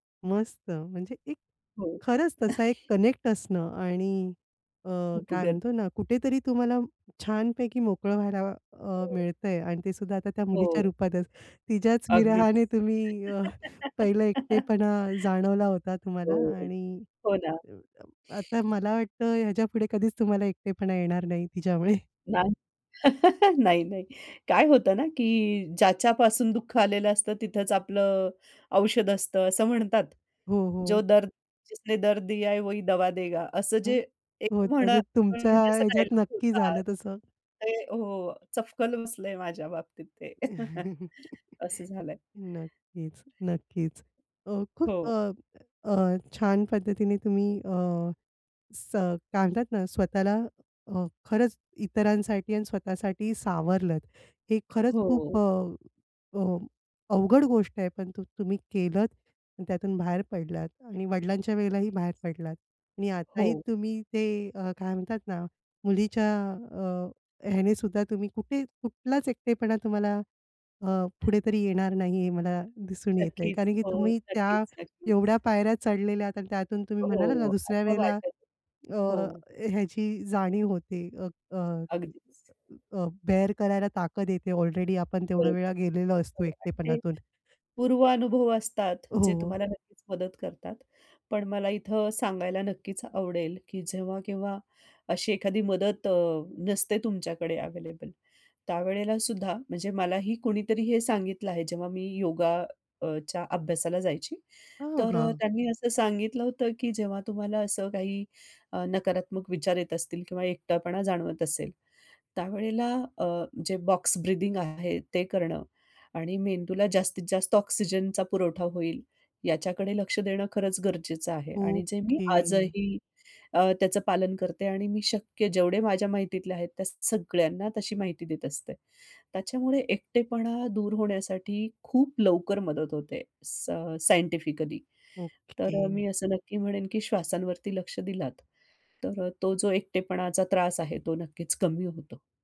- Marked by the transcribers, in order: in English: "कनेक्ट"; chuckle; other noise; tapping; unintelligible speech; laughing while speaking: "मुलीच्या रूपातच. तिच्याच विरहाने तुम्ही"; laugh; laughing while speaking: "तिच्यामुळे"; chuckle; laughing while speaking: "नाही, नाही"; in Hindi: "जो दर्द जिसने दर्द दिया है, वही दवा देगा"; chuckle; chuckle; unintelligible speech; in English: "बेर"; in English: "बॉक्स ब्रीथिंग"; drawn out: "ओके"; in English: "सायं अ, सायंटिफिकली"
- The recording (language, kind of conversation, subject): Marathi, podcast, एकटे वाटू लागले तर तुम्ही प्रथम काय करता?